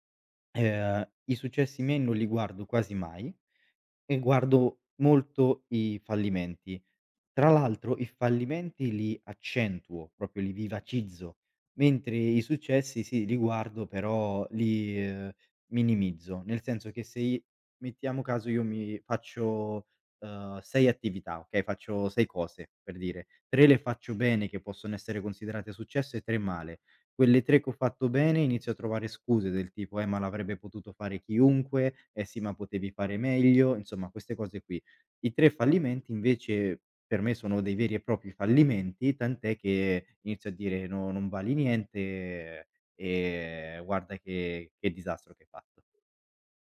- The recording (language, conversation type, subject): Italian, advice, Perché faccio fatica ad accettare i complimenti e tendo a minimizzare i miei successi?
- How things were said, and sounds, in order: "proprio" said as "propio"